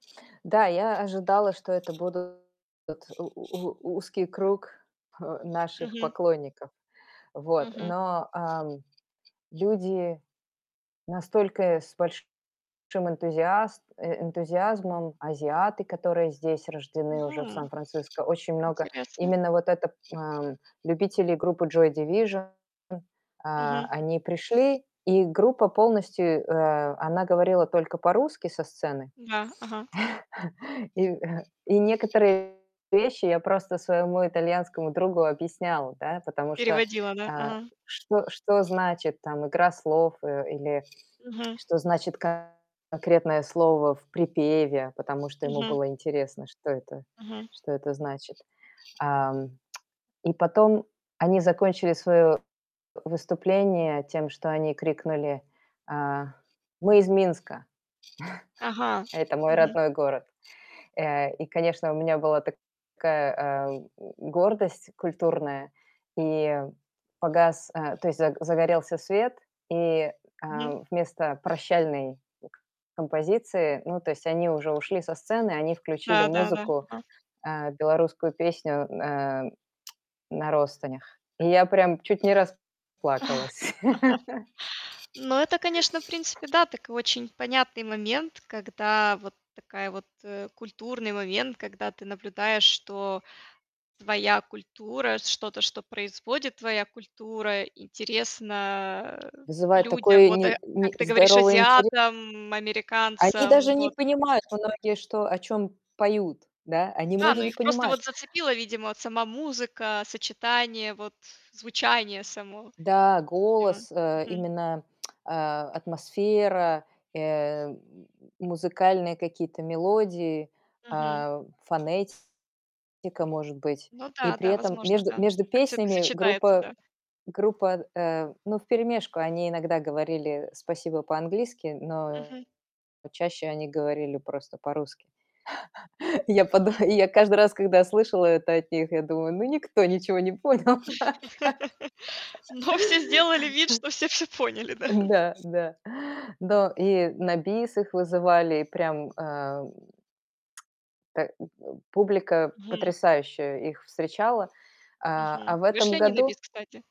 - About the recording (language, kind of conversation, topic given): Russian, podcast, В какой момент вы особенно остро почувствовали культурную гордость?
- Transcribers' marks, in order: other background noise; distorted speech; static; chuckle; chuckle; chuckle; laugh; tapping; chuckle; laughing while speaking: "И я поду"; laugh; laughing while speaking: "да?"; laugh